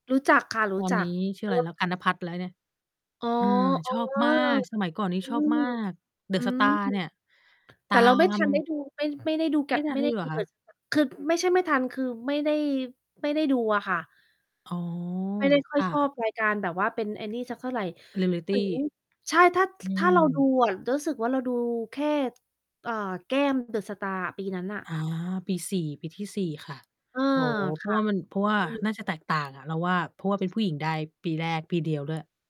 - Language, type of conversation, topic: Thai, unstructured, คุณมีนักร้องหรือนักแสดงคนโปรดไหม?
- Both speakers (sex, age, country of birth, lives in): female, 30-34, Thailand, United States; female, 35-39, Thailand, United States
- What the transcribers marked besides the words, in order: static; tapping; unintelligible speech; distorted speech; other background noise; mechanical hum; in English: "Reality"